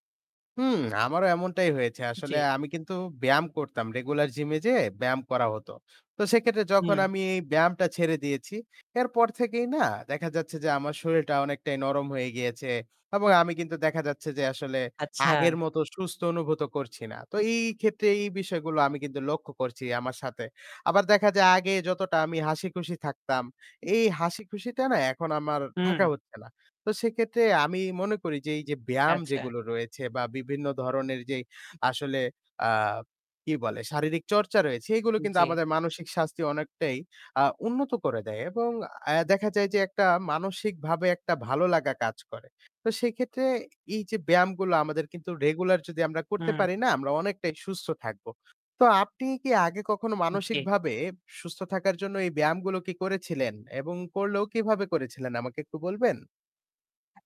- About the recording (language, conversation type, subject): Bengali, unstructured, আপনি কি মনে করেন, ব্যায়াম করলে মানসিক স্বাস্থ্যের উন্নতি হয়?
- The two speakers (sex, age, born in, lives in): male, 20-24, Bangladesh, Bangladesh; male, 20-24, Bangladesh, Bangladesh
- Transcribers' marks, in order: static; other background noise